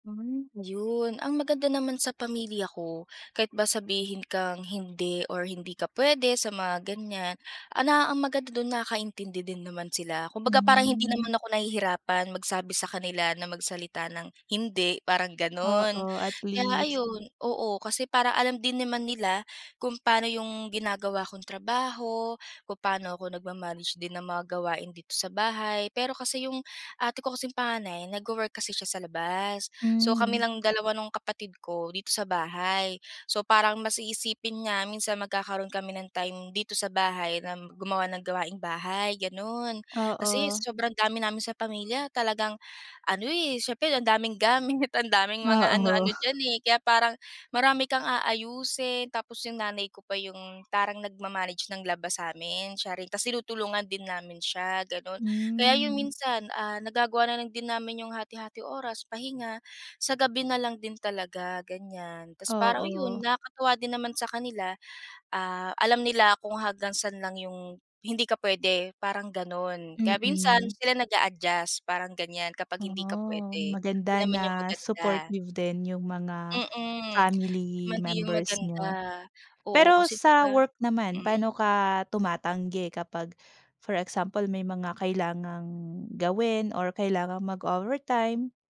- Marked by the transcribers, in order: other background noise; tapping; laughing while speaking: "gamit"; laughing while speaking: "Oo"
- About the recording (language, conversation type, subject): Filipino, podcast, Paano mo pinamamahalaan ang stress kapag sobrang abala ka?